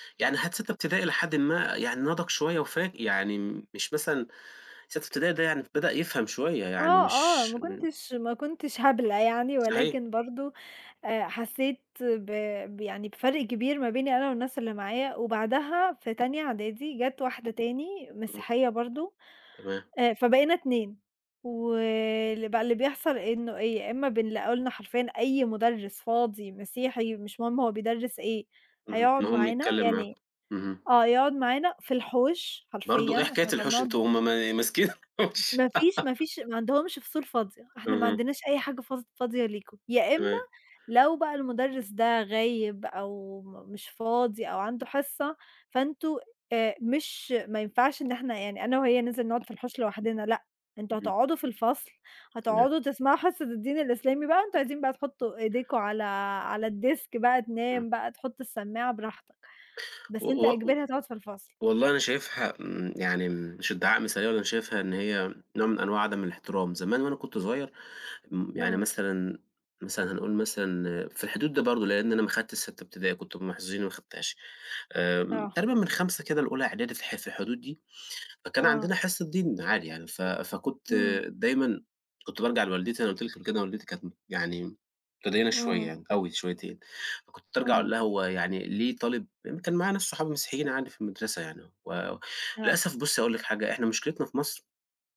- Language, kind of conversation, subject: Arabic, unstructured, هل الدين ممكن يسبب انقسامات أكتر ما بيوحّد الناس؟
- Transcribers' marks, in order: laughing while speaking: "الحُوش"; giggle; in English: "الديسك"; other background noise